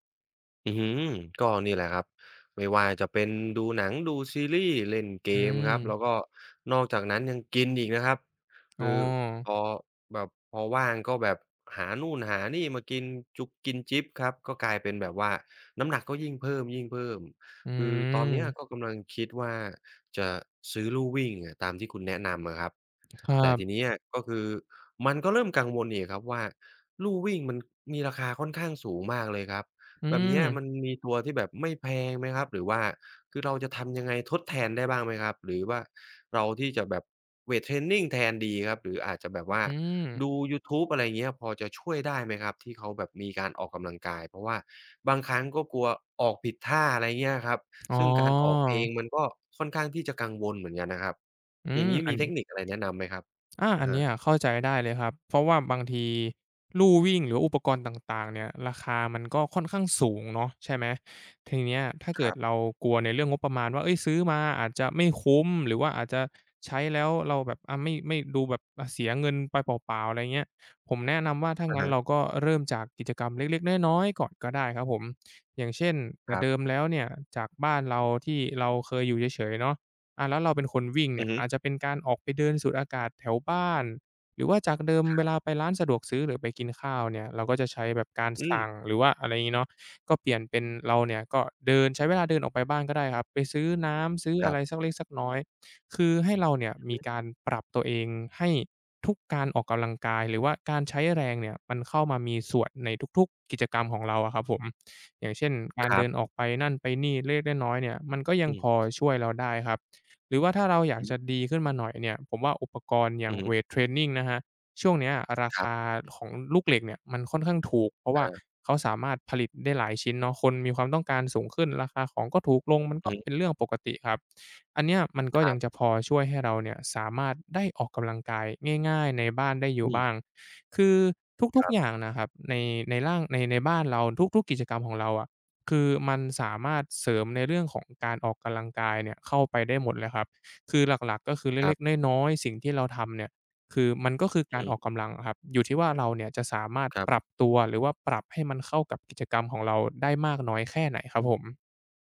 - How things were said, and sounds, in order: tapping; drawn out: "อืม"; other background noise; other noise
- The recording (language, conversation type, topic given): Thai, advice, ทำอย่างไรดีเมื่อฉันไม่มีแรงจูงใจที่จะออกกำลังกายอย่างต่อเนื่อง?